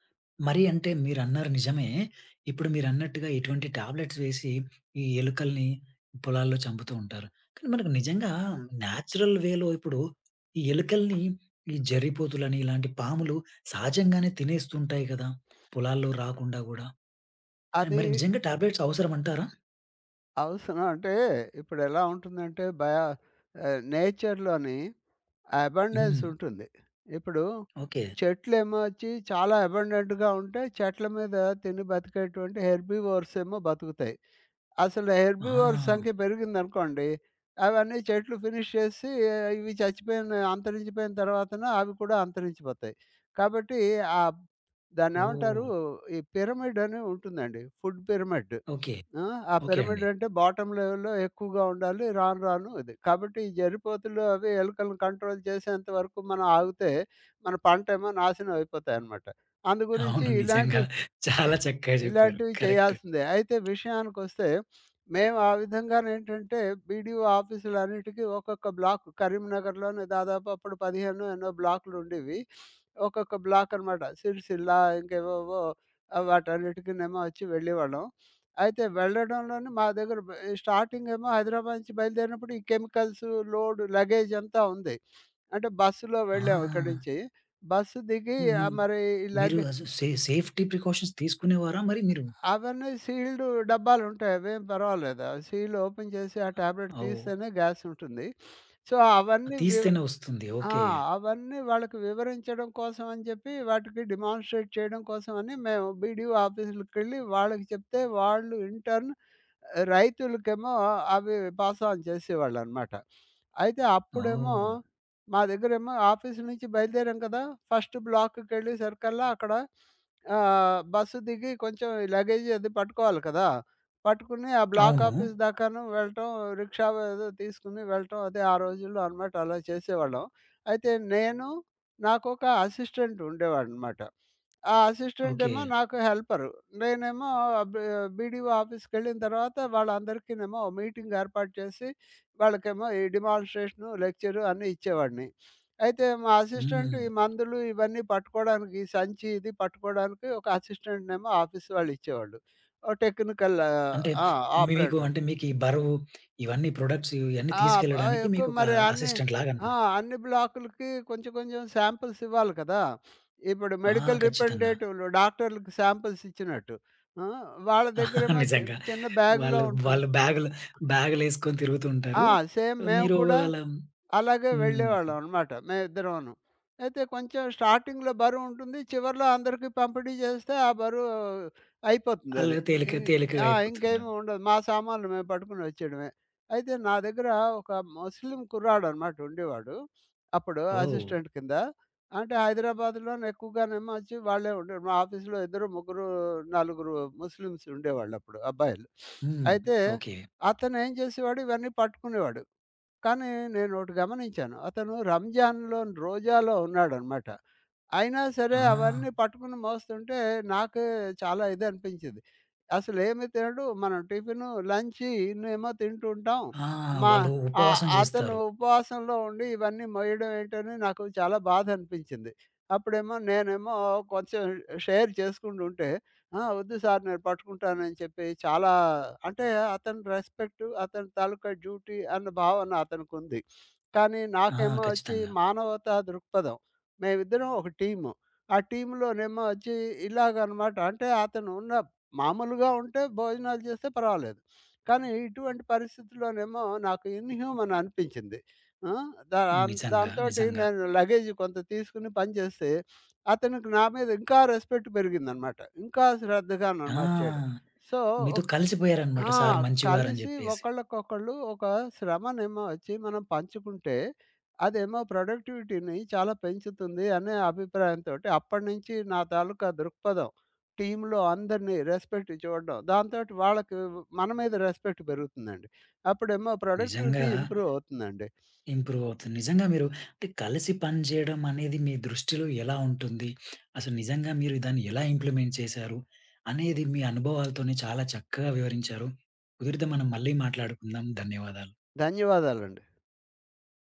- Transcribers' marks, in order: in English: "టాబ్లెట్స్"; in English: "న్యాచురల్ వే‌లో"; other background noise; in English: "అండ్"; in English: "టాబ్లెట్స్"; in English: "నేచర్‌లోని అబండెన్స్"; in English: "అబండెంట్‌గా"; in English: "హెర్బివోర్స్"; in English: "హెర్బివోర్స్"; in English: "ఫినిష్"; in English: "ఫుడ్ పిరమిడ్"; in English: "బాటమ్ లెవెల్‌లో"; in English: "కంట్రోల్"; laughing while speaking: "అవును నిజంగా. చాలా చక్కగా జెప్పారు. కరెక్ట్"; in English: "కరెక్ట్"; sniff; sniff; in English: "బ్లాక్"; sniff; in English: "స్టార్టింగ్"; sniff; in English: "సేఫ్టీ ప్రికాషన్స్"; in English: "సీల్డ్ ఓపెన్"; in English: "టాబ్లెట్"; in English: "గ్యాస్"; sniff; in English: "సో"; in English: "డిమాన్‌స్ట్రేట్"; in English: "ఇన్‌టర్న్"; in English: "పాస్ ఆన్"; in English: "ఆఫీస్"; in English: "ఫస్ట్ బ్లాక్"; sniff; in English: "బ్లాకాఫీస్"; in English: "అసిస్టెంట్"; in English: "మీటింగ్"; in English: "అసిస్టెంట్"; in English: "ఆఫీస్"; in English: "టెక్నికల్"; tapping; in English: "ఆపరేటర్"; in English: "ప్రొడక్ట్స్"; in English: "అసిస్టెంట్"; in English: "శాంపుల్స్"; sniff; in English: "శాంపుల్స్"; chuckle; in English: "బ్యా‌గ్‌లో"; in English: "సేమ్"; in English: "స్టార్టింగ్‌లో"; in English: "అసిస్టెంట్"; in English: "ఆఫీస్‌లో"; in English: "ముస్లిమ్స్"; sniff; in English: "షేర్"; in English: "డ్యూటీ"; sniff; sniff; in English: "ఇన్ హ్యూమన్"; sniff; in English: "రెస్పెక్ట్"; in English: "సో"; in English: "ప్రొడక్టివిటీ‌ని"; in English: "టీమ్‌లో"; in English: "రెస్పెక్ట్"; in English: "రెస్పెక్ట్"; in English: "ప్రొడక్టివిటీ"; sniff; in English: "ఇంప్లిమెంట్"
- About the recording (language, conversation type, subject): Telugu, podcast, కలిసి పని చేయడం నీ దృష్టిని ఎలా మార్చింది?